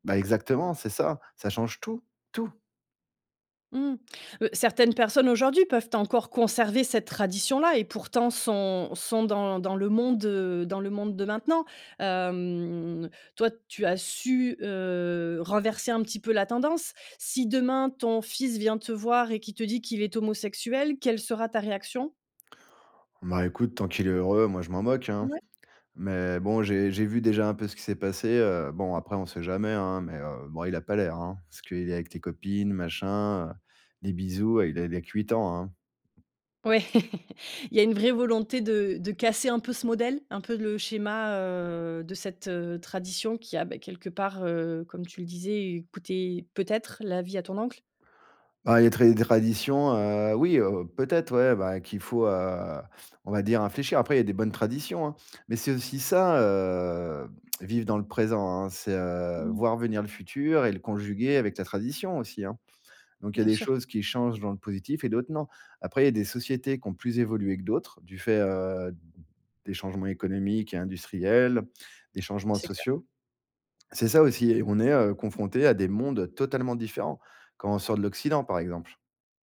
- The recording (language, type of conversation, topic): French, podcast, Comment conciliez-vous les traditions et la liberté individuelle chez vous ?
- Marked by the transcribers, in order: stressed: "Tout"; drawn out: "Hem"; laugh; drawn out: "heu"; drawn out: "heu"; other background noise